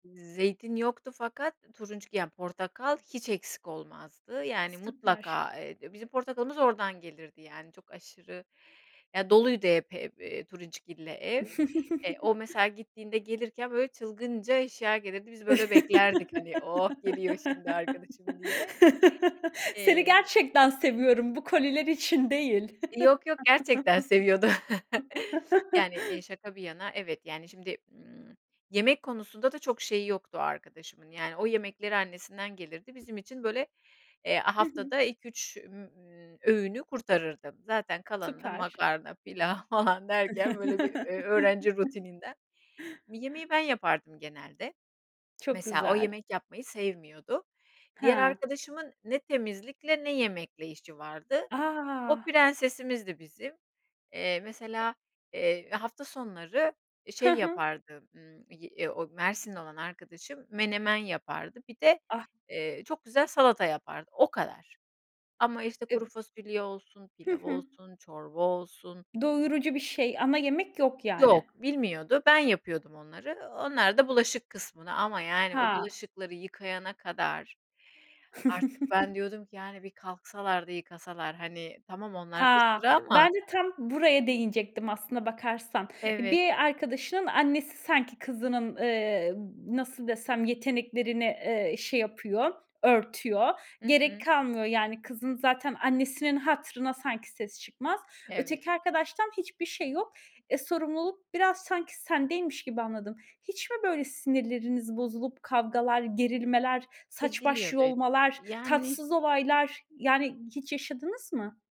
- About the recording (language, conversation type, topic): Turkish, podcast, Eşinizle, ailenizle veya ev arkadaşlarınızla ev işlerini nasıl paylaşıyorsunuz?
- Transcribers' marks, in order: other background noise; chuckle; laugh; chuckle; tapping; laugh; chuckle; laughing while speaking: "pilav falan derken"; chuckle